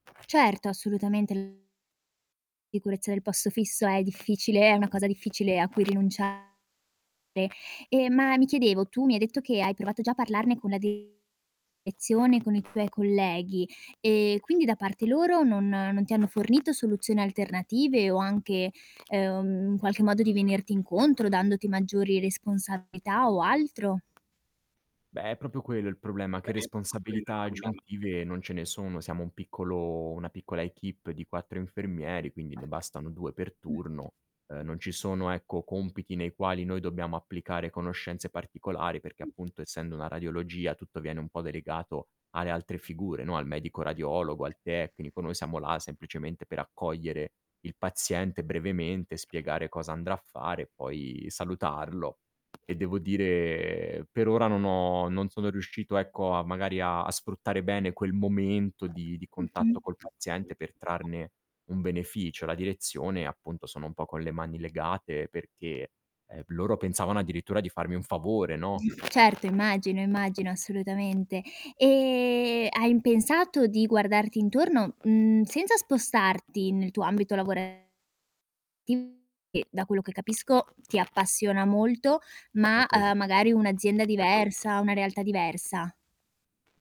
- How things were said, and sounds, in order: other background noise; distorted speech; static; tapping; background speech; other noise; mechanical hum
- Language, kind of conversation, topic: Italian, advice, Come descriveresti la sensazione di non avere uno scopo nel tuo lavoro quotidiano?
- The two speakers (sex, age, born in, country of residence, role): female, 25-29, Italy, Italy, advisor; male, 35-39, Italy, France, user